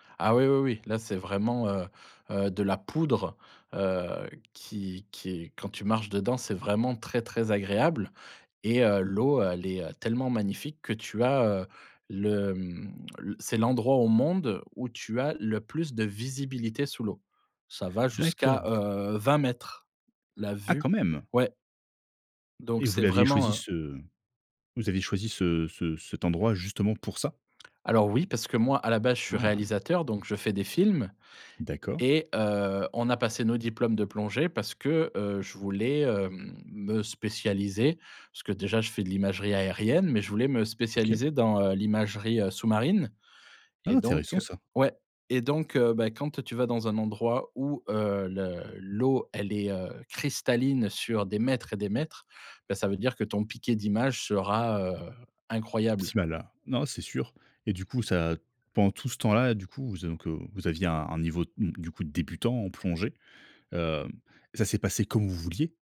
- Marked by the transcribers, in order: other background noise; stressed: "quand même"; stressed: "pour"
- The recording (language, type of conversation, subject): French, podcast, Quel voyage t’a réservé une surprise dont tu te souviens encore ?